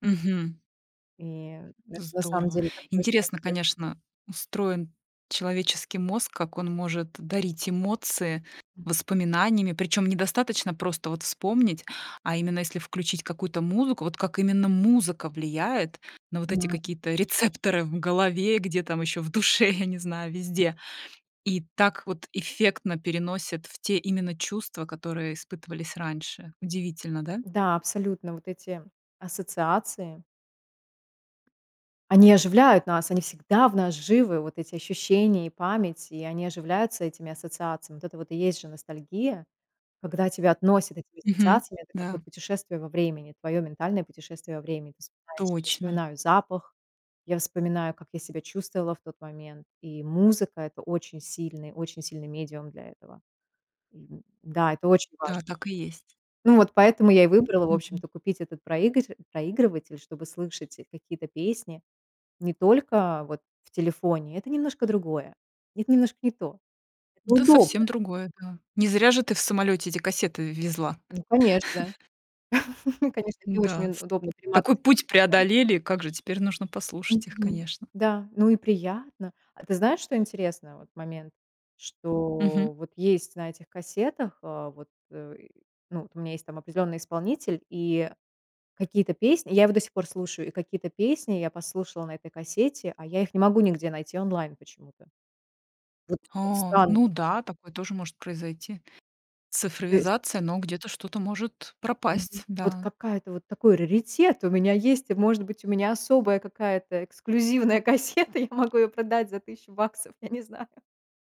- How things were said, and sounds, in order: other background noise; laughing while speaking: "рецепторы"; laughing while speaking: "в душе"; tapping; other noise; chuckle; laughing while speaking: "эксклюзивная кассета"; laughing while speaking: "я не знаю"
- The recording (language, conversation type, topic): Russian, podcast, Куда вы обычно обращаетесь за музыкой, когда хочется поностальгировать?